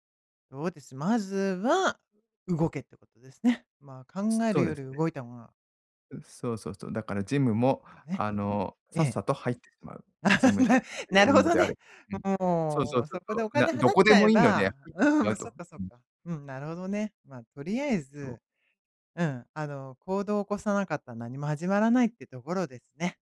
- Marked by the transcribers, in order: laugh
- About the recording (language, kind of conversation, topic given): Japanese, advice, モチベーションを維持し続けるにはどうすればよいですか？